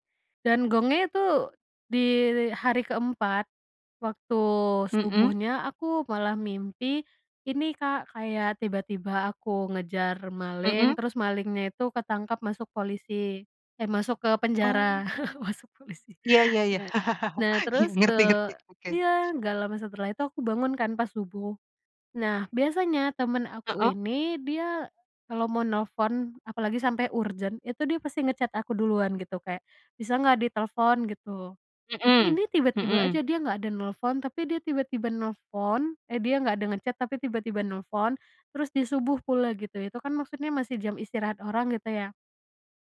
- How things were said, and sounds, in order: tapping; chuckle; laughing while speaking: "Masuk polisi"; laugh; laughing while speaking: "iya"; in English: "nge-chat"; in English: "nge-chat"
- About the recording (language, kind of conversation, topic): Indonesian, podcast, Bagaimana cara Anda melatih intuisi dalam kehidupan sehari-hari?